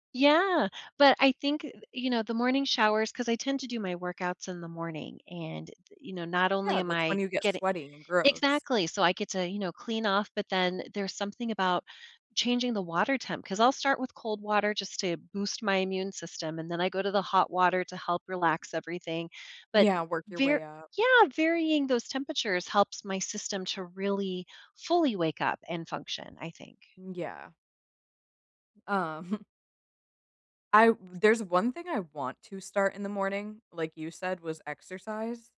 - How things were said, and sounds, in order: chuckle
- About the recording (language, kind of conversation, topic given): English, unstructured, What morning routine helps you start your day best?